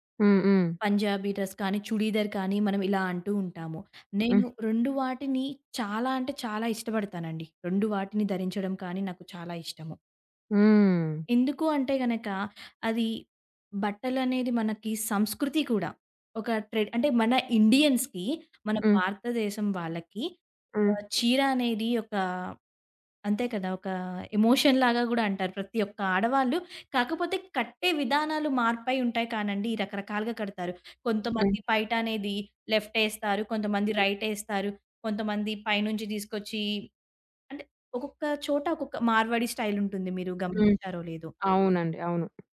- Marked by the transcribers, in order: in English: "డ్రెస్"; in English: "ఇండియన్స్‌కి"; in English: "ఎమోషన్"; in English: "లెఫ్ట్"; in English: "రైట్"; in English: "స్టైల్"; other background noise
- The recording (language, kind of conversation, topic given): Telugu, podcast, మీకు శారీ లేదా కుర్తా వంటి సాంప్రదాయ దుస్తులు వేసుకుంటే మీ మనసులో ఎలాంటి భావాలు కలుగుతాయి?